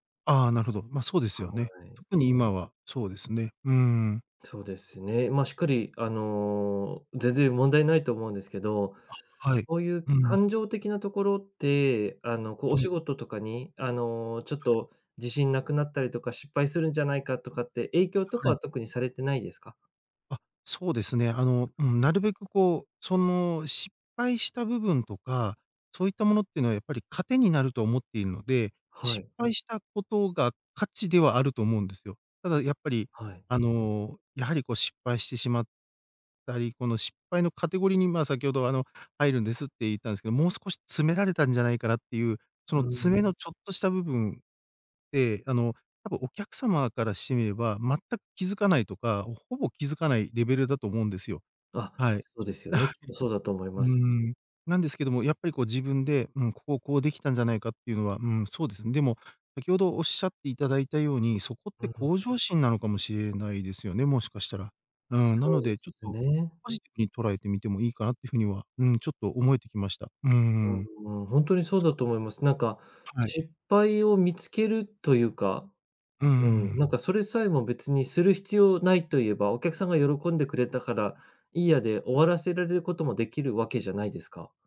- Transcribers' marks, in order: other noise; tapping
- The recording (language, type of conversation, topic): Japanese, advice, 失敗するといつまでも自分を責めてしまう